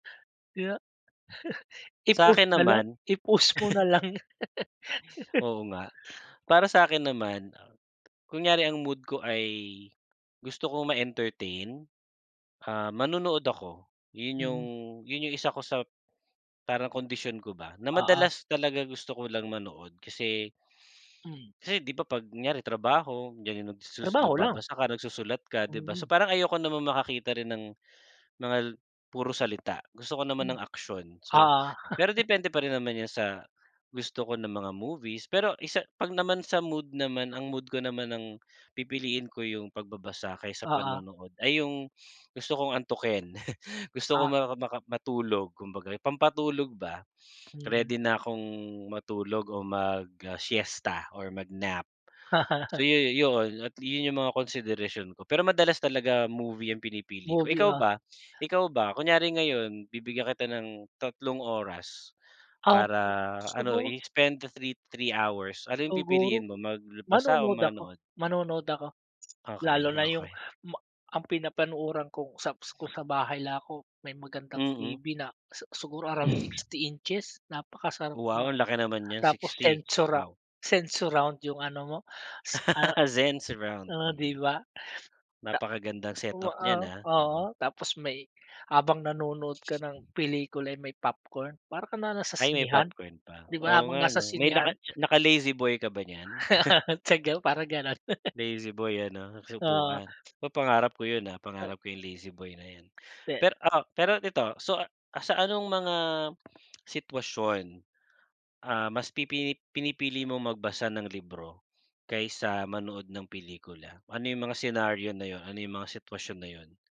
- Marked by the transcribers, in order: laugh; tapping; laugh; laughing while speaking: "nalang"; laugh; laugh; chuckle; laugh; snort; laugh; in English: "Zen surround"; laugh; in English: "Lazy boy"; in English: "lazy boy"
- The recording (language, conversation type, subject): Filipino, unstructured, Paano ka pumipili sa pagitan ng pagbabasa ng libro at panonood ng pelikula?